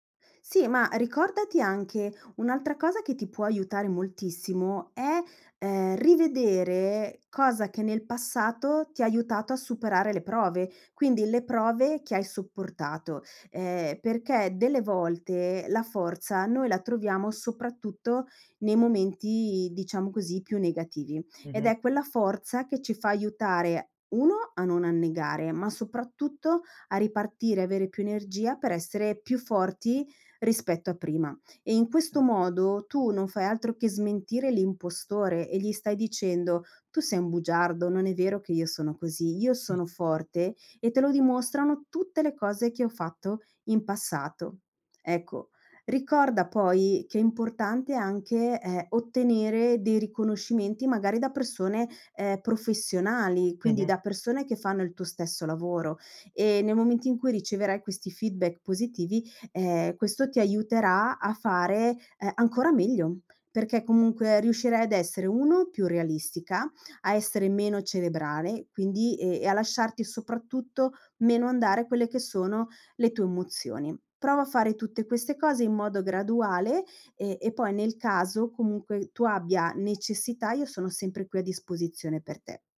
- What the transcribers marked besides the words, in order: "Okay" said as "kay"; in English: "feedback"
- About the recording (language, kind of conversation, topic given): Italian, advice, Perché mi sento un impostore al lavoro nonostante i risultati concreti?